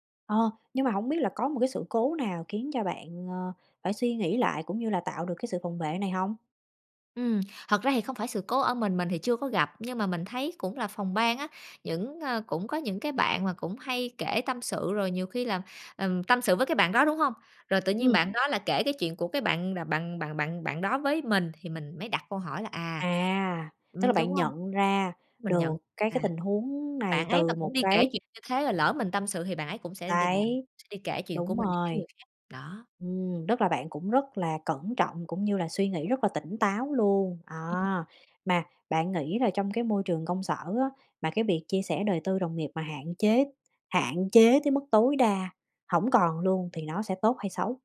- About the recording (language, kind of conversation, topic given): Vietnamese, podcast, Bạn có đặt ra ranh giới giữa vai trò công việc và con người thật của mình không?
- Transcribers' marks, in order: tapping